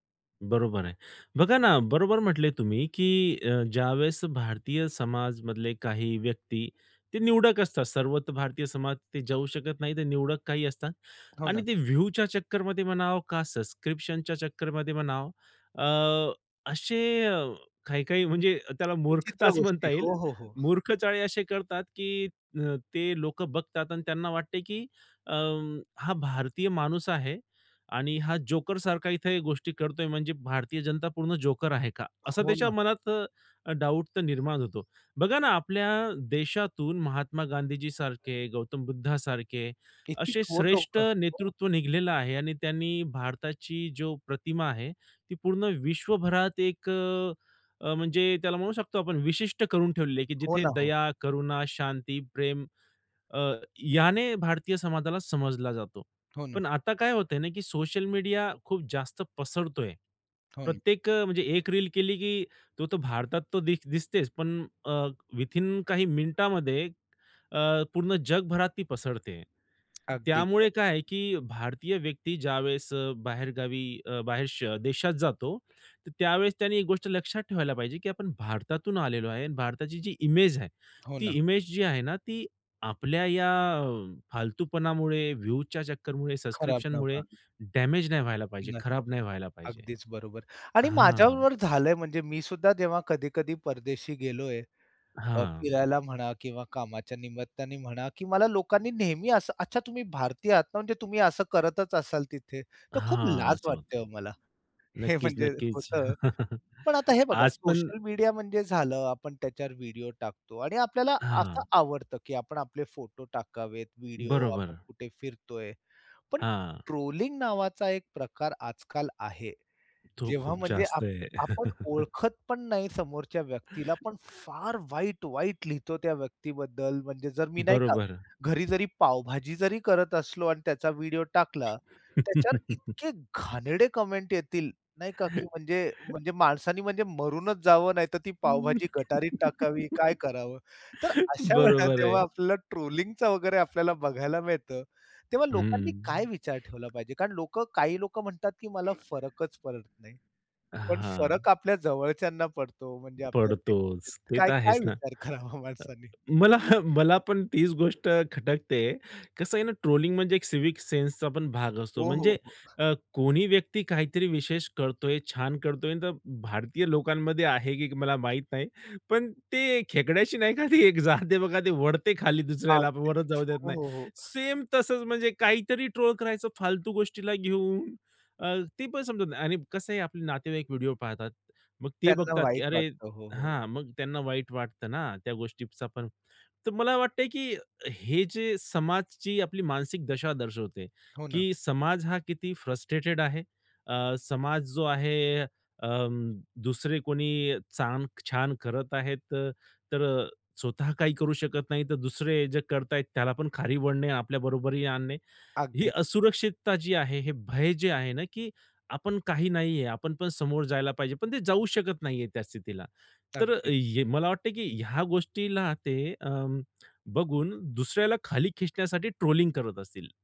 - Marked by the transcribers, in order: in English: "व्ह्यूच्या"; tapping; other background noise; in English: "व्ह्यूच्या"; laughing while speaking: "हे म्हणजे होतं"; chuckle; chuckle; chuckle; in English: "कमेंट"; chuckle; laughing while speaking: "बरोबर आहे"; laughing while speaking: "मला"; laughing while speaking: "करावा माणसानी?"; in English: "सिव्हिक"; laughing while speaking: "ते एक जात आहे बघा"; "ओढते" said as "वढते"; "ओढणे" said as "वढणे"
- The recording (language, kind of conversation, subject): Marathi, podcast, सोशल मीडियावर प्रतिनिधित्व कसे असावे असे तुम्हाला वाटते?
- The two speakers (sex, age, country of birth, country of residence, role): male, 30-34, India, India, guest; male, 45-49, India, India, host